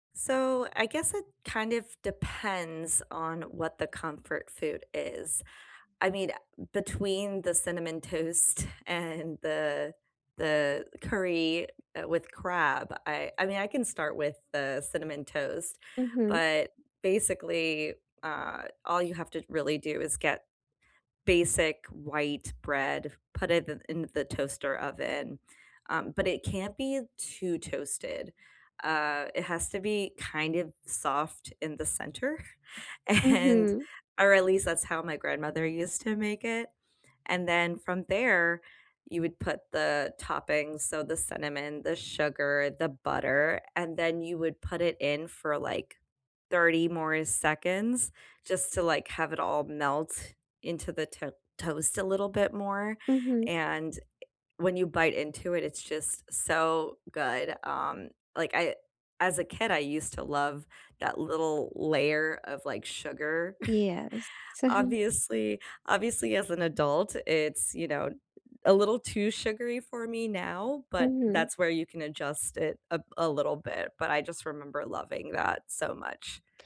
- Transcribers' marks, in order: laughing while speaking: "and"; other background noise; chuckle
- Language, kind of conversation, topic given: English, unstructured, What is your go-to comfort food, and what memories, feelings, or rituals make it so soothing?
- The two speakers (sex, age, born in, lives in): female, 20-24, United States, United States; female, 35-39, United States, United States